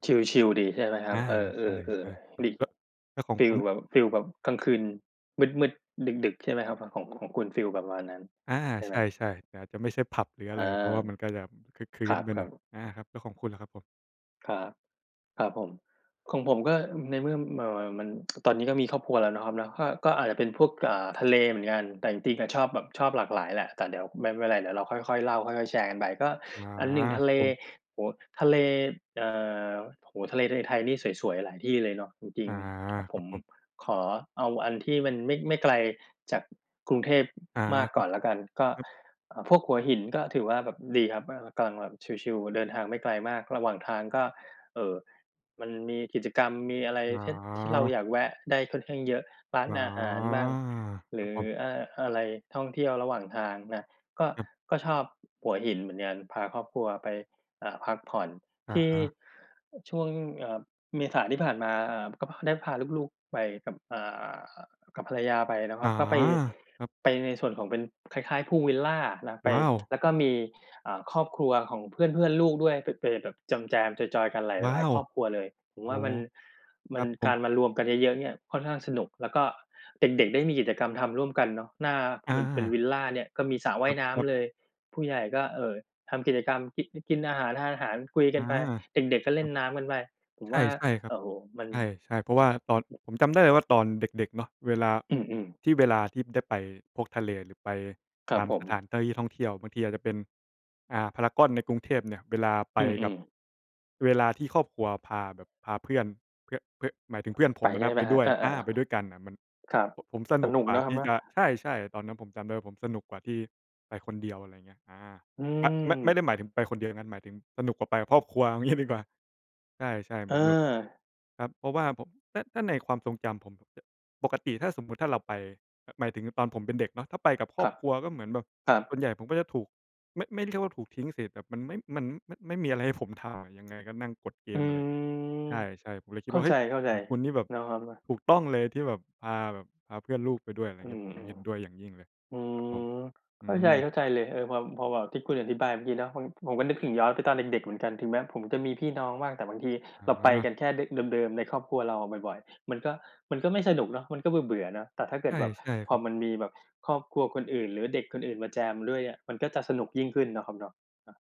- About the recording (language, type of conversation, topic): Thai, unstructured, สถานที่ที่ทำให้คุณรู้สึกผ่อนคลายที่สุดคือที่ไหน?
- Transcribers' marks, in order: other background noise; drawn out: "อา"; "ที่" said as "ตี่"; laughing while speaking: "เอางี้"; other noise; tapping